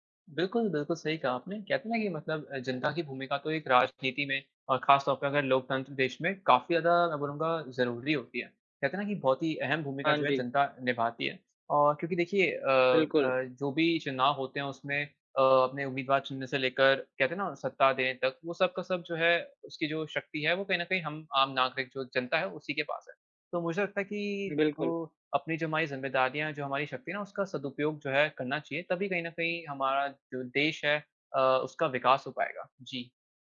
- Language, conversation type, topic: Hindi, unstructured, राजनीति में जनता की भूमिका क्या होनी चाहिए?
- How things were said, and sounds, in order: tapping